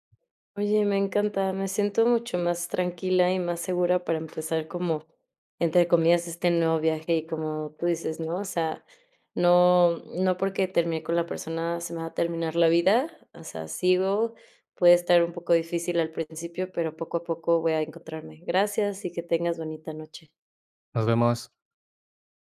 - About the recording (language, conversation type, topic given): Spanish, advice, ¿Cómo puedo recuperar mi identidad tras una ruptura larga?
- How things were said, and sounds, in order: other background noise